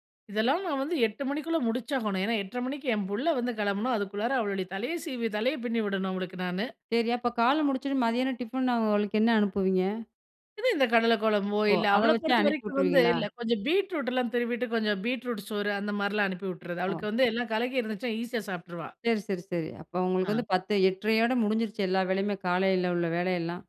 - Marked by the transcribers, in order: "காலையில" said as "கால்ல"; other background noise
- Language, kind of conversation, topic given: Tamil, podcast, காலை எழுந்ததும் உங்கள் வீட்டில் முதலில் என்ன செய்யப்போகிறீர்கள்?